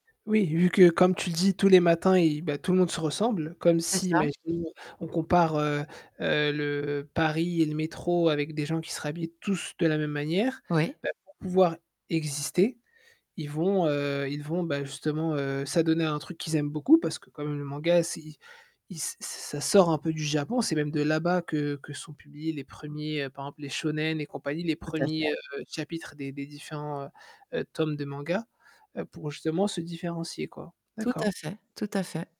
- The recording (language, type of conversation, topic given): French, podcast, Peux-tu raconter un moment où tu as découvert un genre qui t’a surpris ?
- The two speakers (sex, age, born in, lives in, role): female, 50-54, France, France, guest; male, 35-39, France, France, host
- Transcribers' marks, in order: other background noise; static; tapping; distorted speech; stressed: "exister"; in Japanese: "shonen"